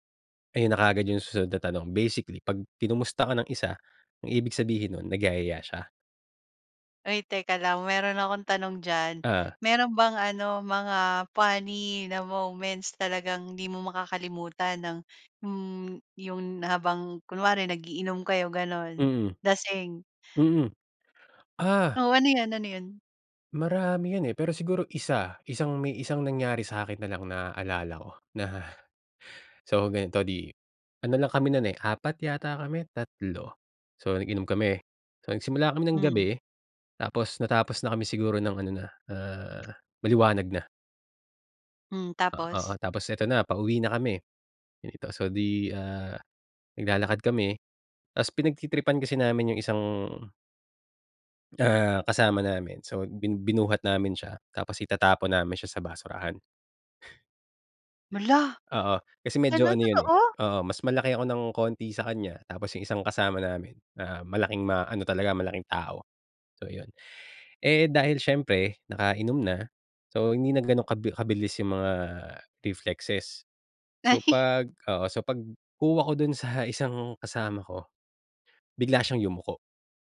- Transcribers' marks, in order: surprised: "Hala! Gano'n, totoo?"; in English: "reflexes"; chuckle
- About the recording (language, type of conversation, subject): Filipino, podcast, Paano mo pinagyayaman ang matagal na pagkakaibigan?